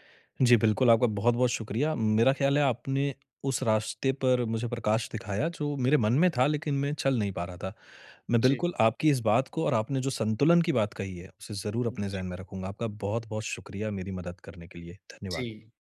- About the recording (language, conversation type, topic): Hindi, advice, स्वास्थ्य और आनंद के बीच संतुलन कैसे बनाया जाए?
- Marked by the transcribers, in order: none